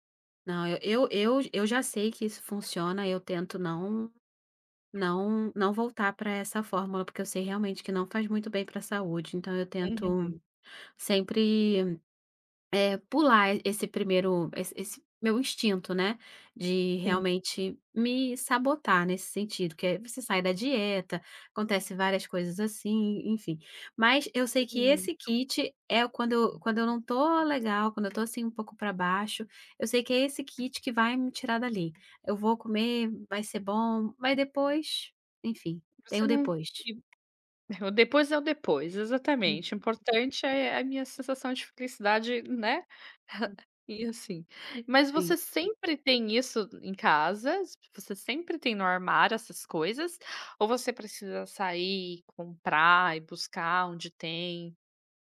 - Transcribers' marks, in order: tapping; other background noise; chuckle
- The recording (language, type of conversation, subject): Portuguese, podcast, Que comida te conforta num dia ruim?